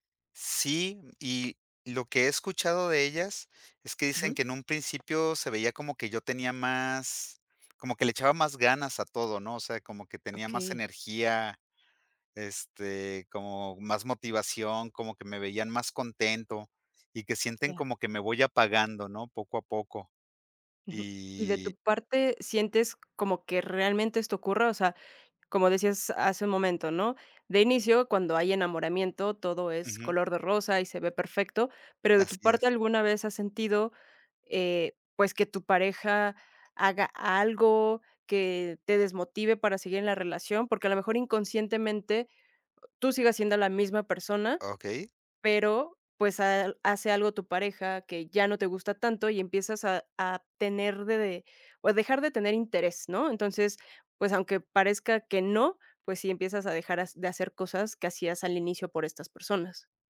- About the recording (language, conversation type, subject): Spanish, advice, ¿Por qué repito relaciones románticas dañinas?
- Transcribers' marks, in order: none